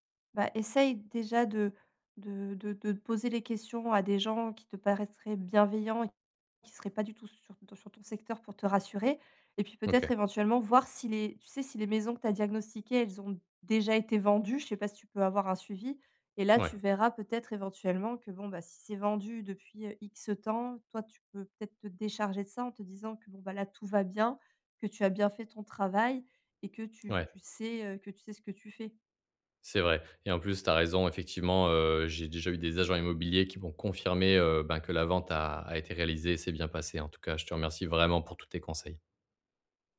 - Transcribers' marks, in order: none
- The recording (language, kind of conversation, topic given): French, advice, Comment puis-je mesurer mes progrès sans me décourager ?